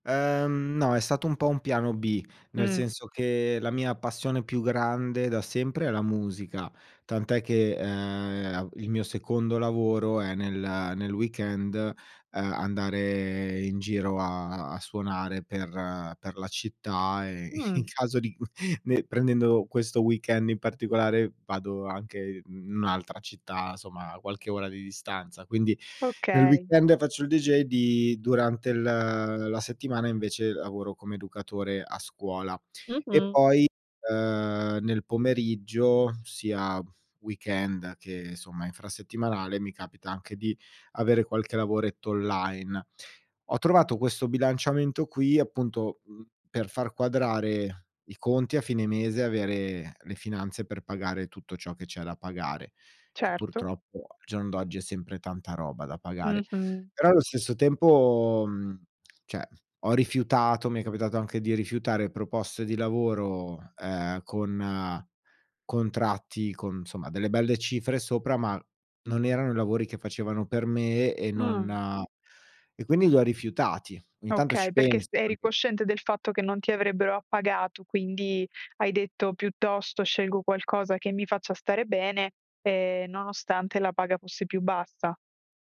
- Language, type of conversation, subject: Italian, podcast, Cosa conta di più per te nella carriera: lo stipendio o il benessere?
- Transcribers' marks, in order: in English: "weekend"; laughing while speaking: "in caso di cu"; in English: "weekend"; in English: "weekend"; in English: "weekend"; "cioè" said as "ceh"; "insomma" said as "nsomma"